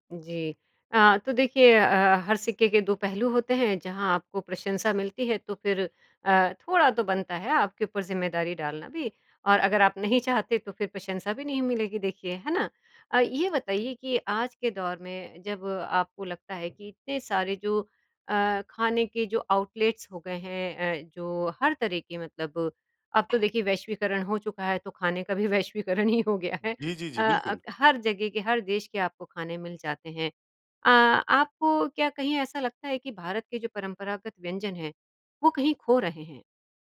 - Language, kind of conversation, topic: Hindi, podcast, खाना बनाना सीखने का तुम्हारा पहला अनुभव कैसा रहा?
- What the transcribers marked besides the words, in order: in English: "आउटलेट्स"; tapping; laughing while speaking: "भी वैश्वीकरण ही हो गया है"